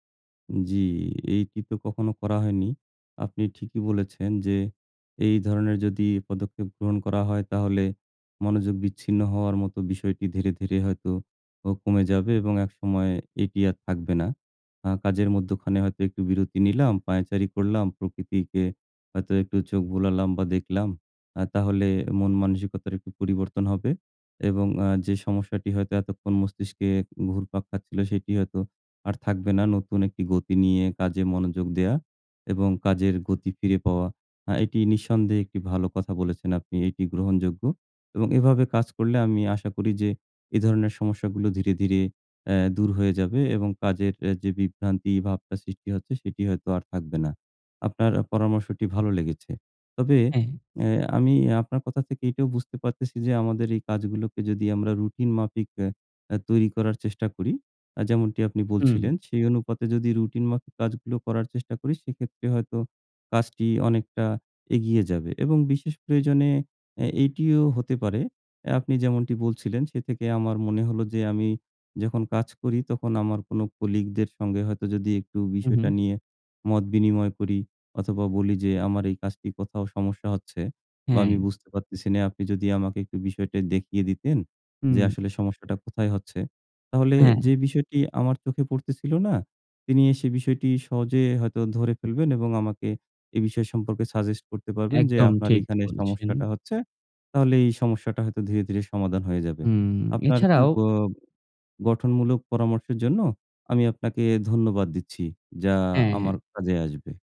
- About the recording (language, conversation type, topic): Bengali, advice, কাজের সময় মনোযোগ ধরে রাখতে আপনার কি বারবার বিভ্রান্তি হয়?
- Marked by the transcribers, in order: none